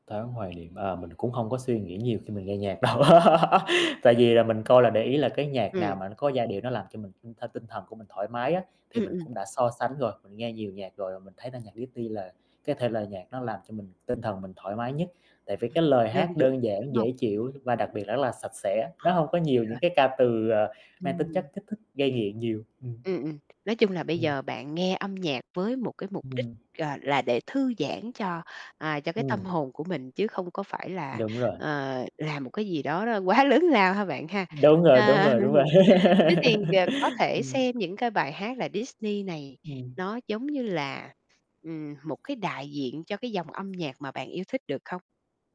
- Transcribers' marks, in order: tapping; laughing while speaking: "đâu"; laugh; other background noise; distorted speech; laughing while speaking: "quá lớn lao"; laugh
- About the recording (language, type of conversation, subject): Vietnamese, podcast, Âm nhạc gắn với kỷ niệm nào rõ nét nhất đối với bạn?